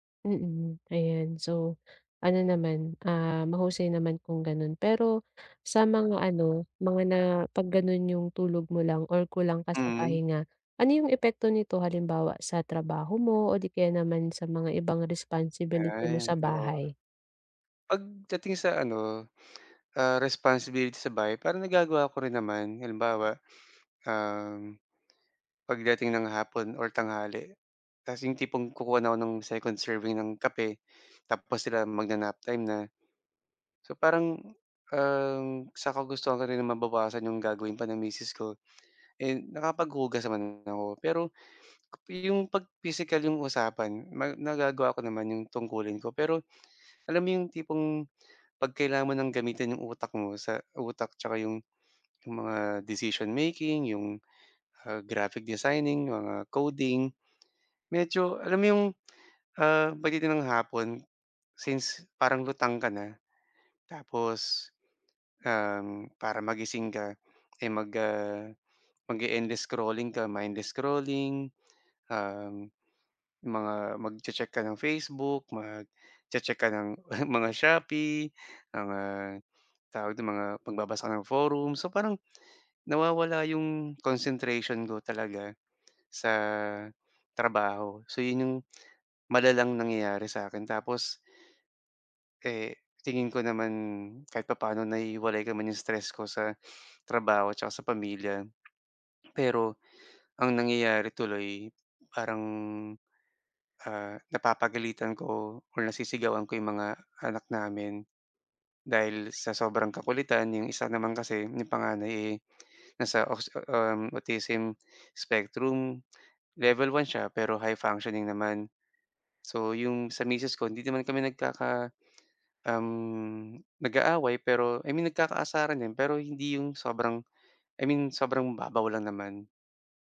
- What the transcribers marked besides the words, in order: tongue click; tapping; chuckle; lip smack; sniff; swallow; other background noise
- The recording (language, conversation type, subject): Filipino, advice, Kailangan ko bang magpahinga muna o humingi ng tulong sa propesyonal?